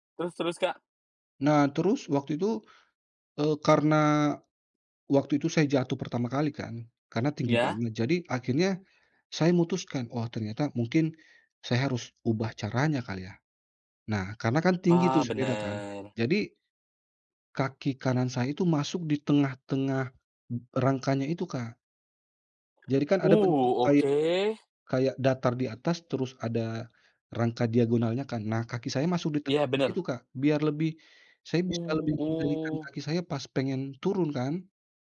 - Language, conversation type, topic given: Indonesian, podcast, Apa kenangan paling lucu saat pertama kali kamu belajar naik sepeda?
- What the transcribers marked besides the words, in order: tapping